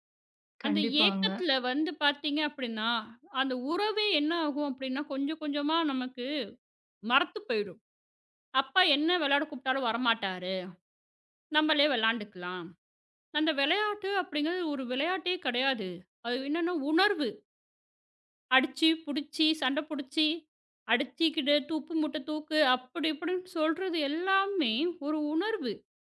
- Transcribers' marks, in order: "உப்பு" said as "துப்பு"
- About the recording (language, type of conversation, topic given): Tamil, podcast, பணம் அல்லது நேரம்—முதலில் எதற்கு முன்னுரிமை கொடுப்பீர்கள்?